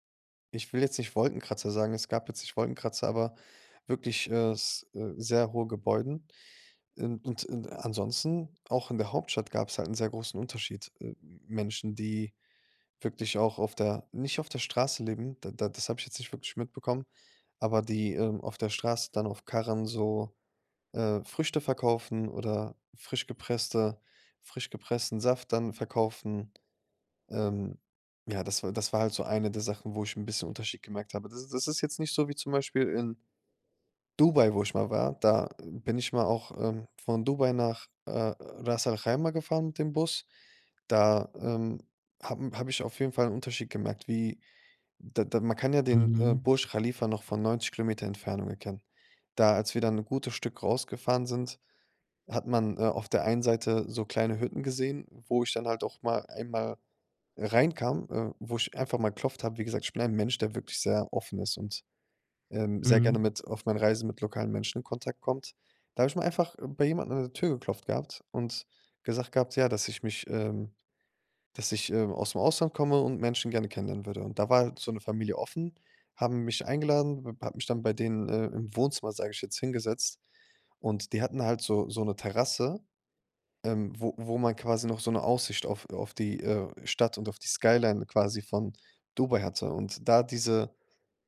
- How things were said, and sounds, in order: unintelligible speech
- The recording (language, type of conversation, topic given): German, podcast, Was hat dir deine erste große Reise beigebracht?